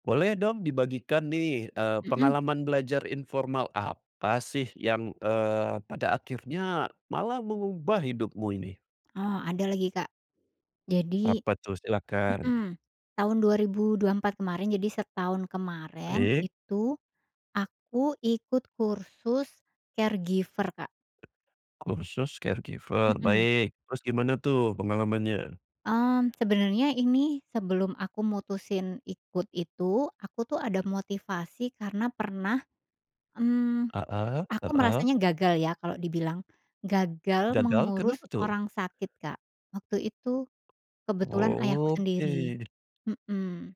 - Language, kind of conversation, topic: Indonesian, podcast, Pengalaman belajar informal apa yang paling mengubah hidupmu?
- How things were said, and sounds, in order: tapping; other background noise; in English: "caregiver"; in English: "caregiver"